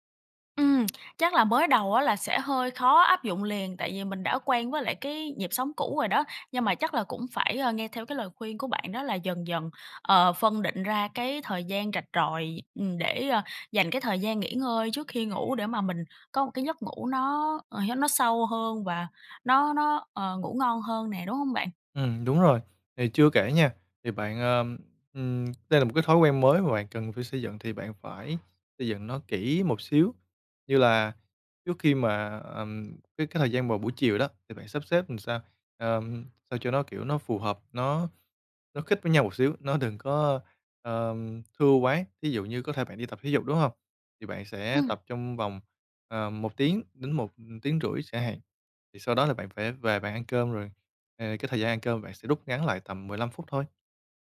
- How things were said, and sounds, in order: tsk; alarm; tapping; other background noise; "làm" said as "ừn"
- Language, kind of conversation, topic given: Vietnamese, advice, Vì sao tôi vẫn mệt mỏi kéo dài dù ngủ đủ giấc và nghỉ ngơi cuối tuần mà không đỡ hơn?